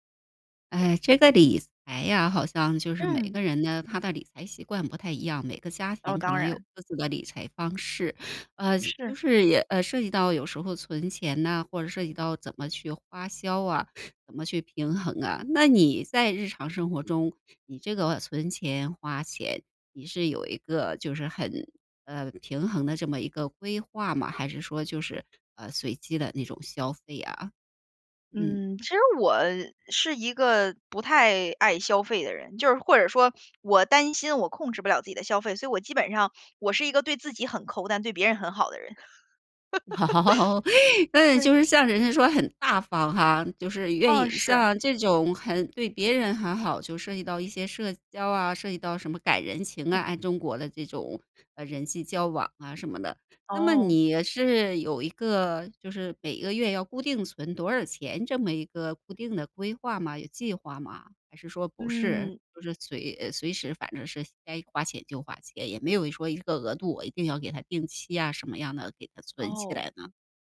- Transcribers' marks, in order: anticipating: "嗯"; other background noise; laugh; joyful: "嗯，就是像人家说很大方哈"; laugh; joyful: "对"
- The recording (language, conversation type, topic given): Chinese, podcast, 你会如何权衡存钱和即时消费？